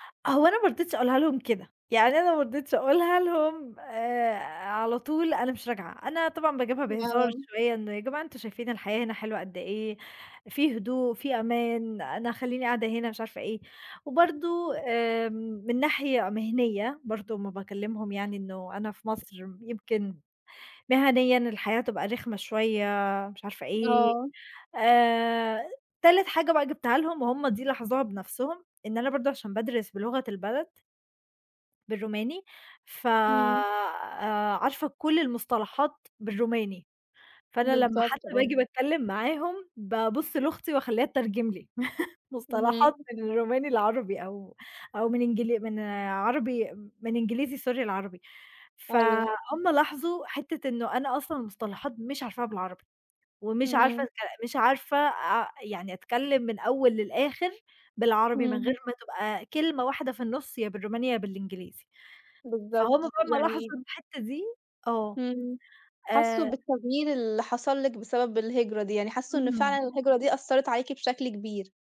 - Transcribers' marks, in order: tapping; chuckle; in English: "Sorry"
- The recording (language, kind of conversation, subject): Arabic, podcast, إزاي الهجرة أو السفر غيّر إحساسك بالجذور؟